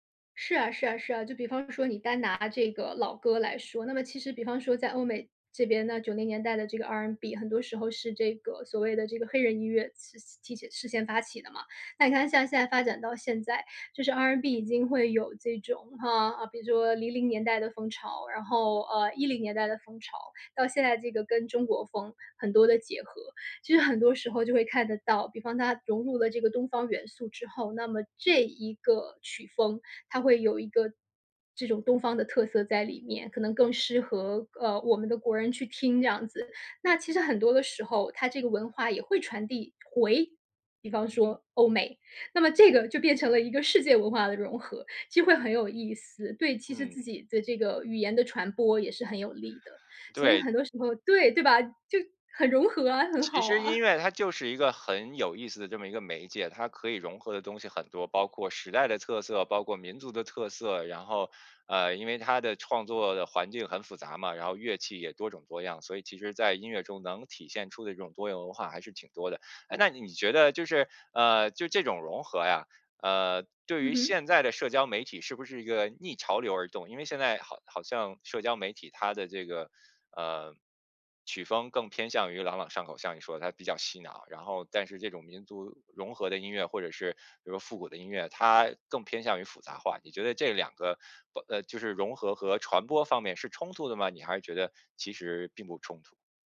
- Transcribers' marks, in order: stressed: "回"; joyful: "就变成了一个世界文化的融合"; joyful: "对吧？就，很融合啊，很好啊"; other background noise
- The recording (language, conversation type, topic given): Chinese, podcast, 你小时候有哪些一听就会跟着哼的老歌？